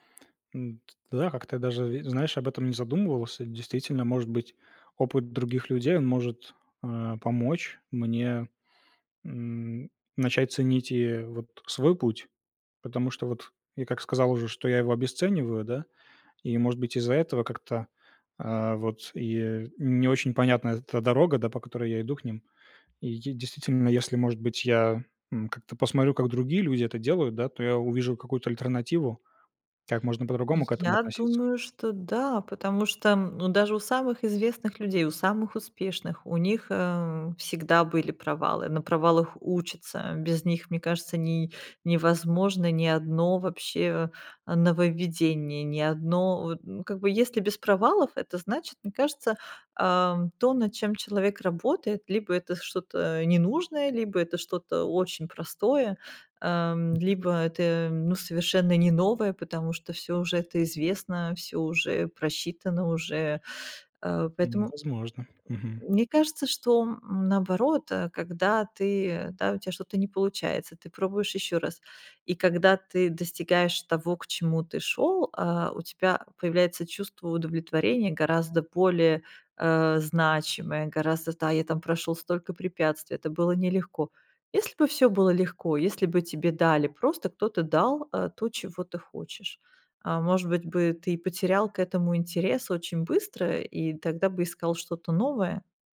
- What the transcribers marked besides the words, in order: tapping; other background noise; other noise
- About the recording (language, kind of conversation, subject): Russian, advice, Как перестать постоянно тревожиться о будущем и испытывать тревогу при принятии решений?